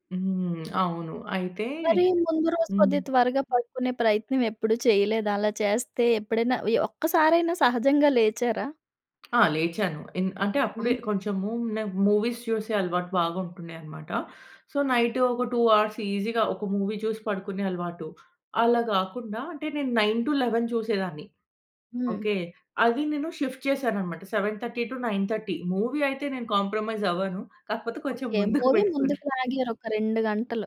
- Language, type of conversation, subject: Telugu, podcast, సమయానికి లేవడానికి మీరు పాటించే చిట్కాలు ఏమిటి?
- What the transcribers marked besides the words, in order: tapping; in English: "మూవీస్"; in English: "సో, నైట్"; in English: "టూ హౌర్స్ ఈజీగా"; in English: "మూవీ"; in English: "నైన్ టు లెవెన్"; in English: "షిఫ్ట్"; in English: "సెవెన్ థర్టీ టు నైన్ థర్టీ మూవీ"; in English: "కాంప్రమైజ్"; giggle; in English: "మూవీ"